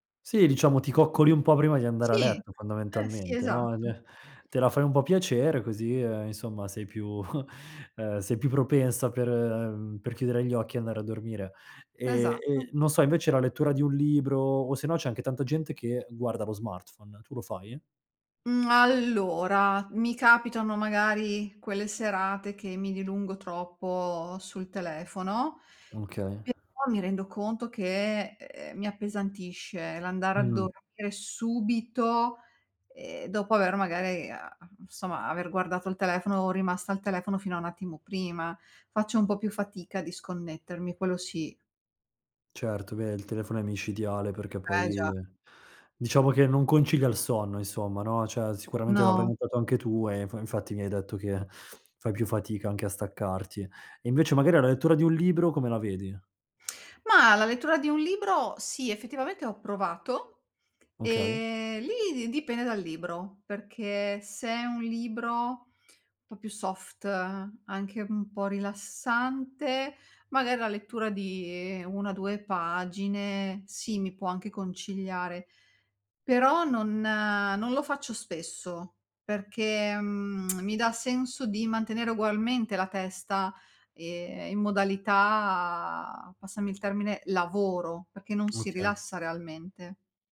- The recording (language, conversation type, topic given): Italian, podcast, Che ruolo ha il sonno nel tuo equilibrio mentale?
- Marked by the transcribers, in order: other background noise; chuckle; tapping; drawn out: "Ehm"; drawn out: "mhmm"; tsk